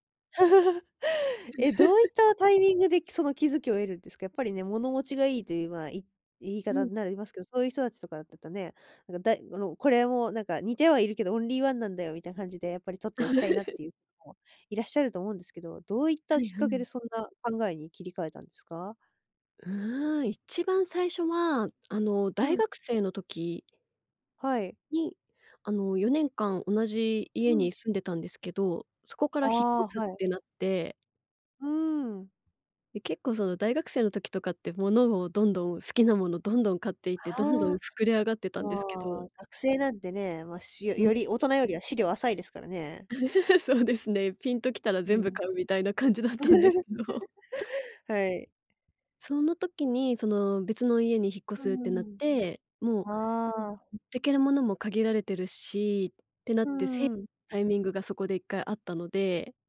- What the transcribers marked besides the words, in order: laugh; other noise; laugh; chuckle; chuckle; laughing while speaking: "感じだったんですけど"; chuckle
- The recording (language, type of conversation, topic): Japanese, podcast, 物を減らすとき、どんな基準で手放すかを決めていますか？